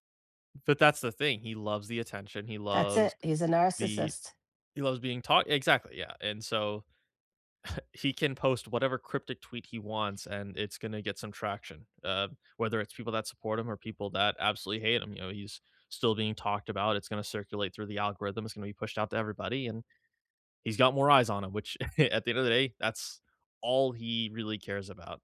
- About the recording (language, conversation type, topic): English, unstructured, How do you feel about the fairness of our justice system?
- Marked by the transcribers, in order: chuckle; other background noise; chuckle